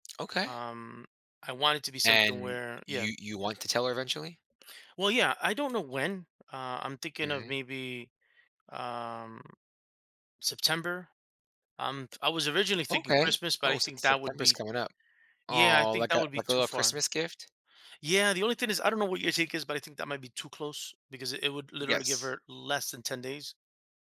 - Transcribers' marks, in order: tapping
- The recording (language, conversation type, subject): English, advice, How can I plan a meaningful surprise?